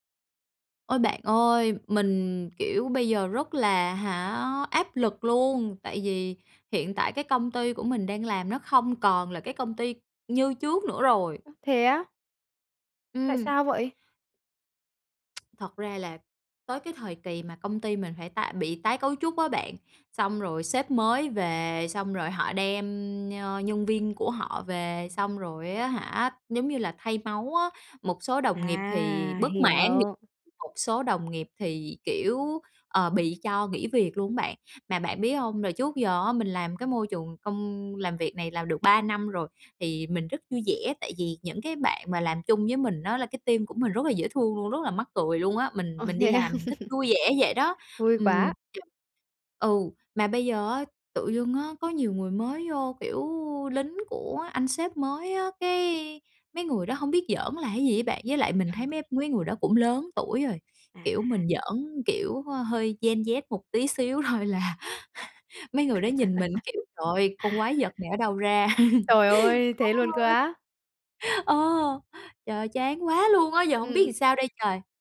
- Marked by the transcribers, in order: tapping; tsk; unintelligible speech; in English: "team"; laughing while speaking: "Ồ, thế à?"; laugh; other background noise; unintelligible speech; in English: "Gen Z"; laugh; laughing while speaking: "thôi là"; chuckle; laugh; unintelligible speech
- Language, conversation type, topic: Vietnamese, advice, Làm sao ứng phó khi công ty tái cấu trúc khiến đồng nghiệp nghỉ việc và môi trường làm việc thay đổi?